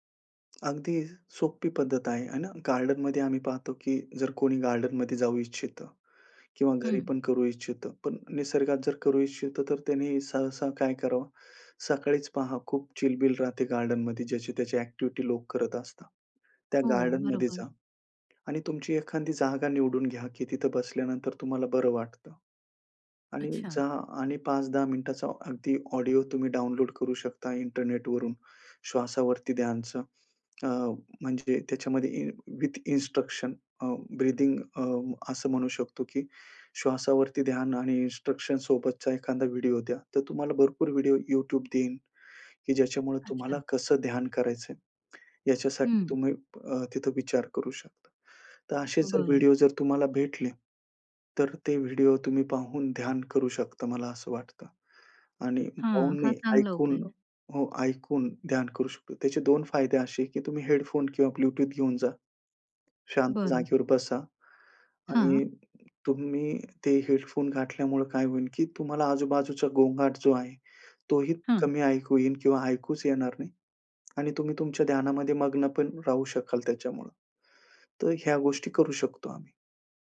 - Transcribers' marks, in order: tapping; in English: "विथ इन्स्ट्रक्शन"; in English: "ब्रीथिंग"; in English: "इन्स्ट्रक्शनसोबतचा"
- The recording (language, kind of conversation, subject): Marathi, podcast, निसर्गात ध्यान कसे सुरू कराल?